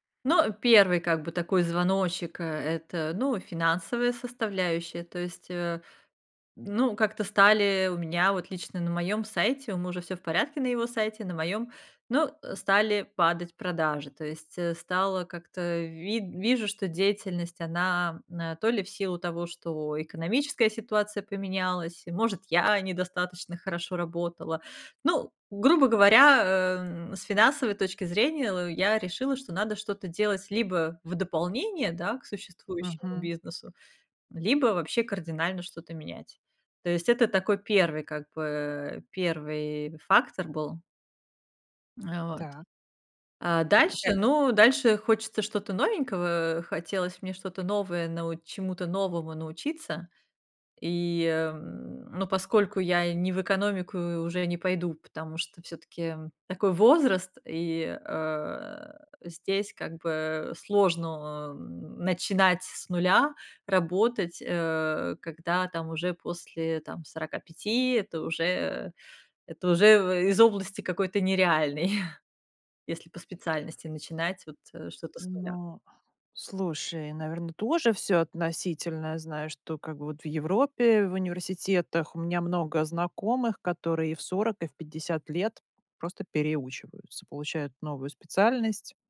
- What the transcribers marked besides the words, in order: tapping; other background noise; chuckle
- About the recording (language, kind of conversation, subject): Russian, podcast, Как понять, что пора менять профессию и учиться заново?